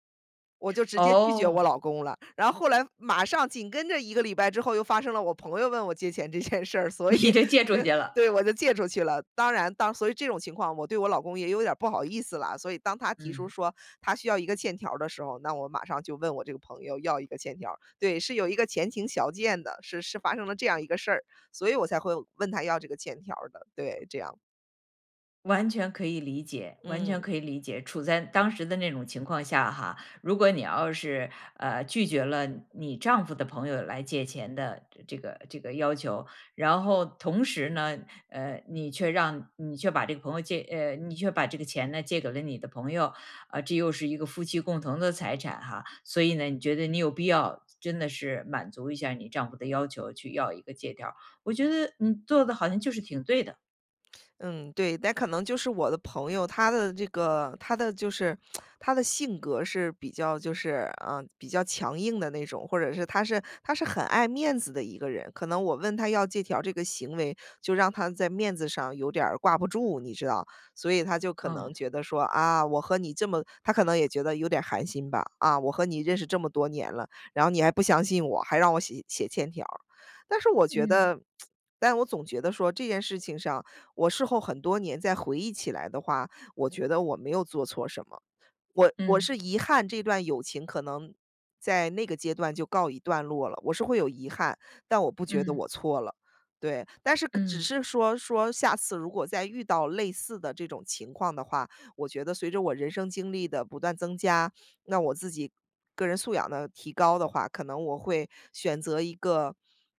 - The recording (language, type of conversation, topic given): Chinese, podcast, 遇到误会时你通常怎么化解？
- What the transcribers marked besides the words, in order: laughing while speaking: "这件事儿，所以对我就借出去了"; laughing while speaking: "你就借出去了"; lip smack; lip smack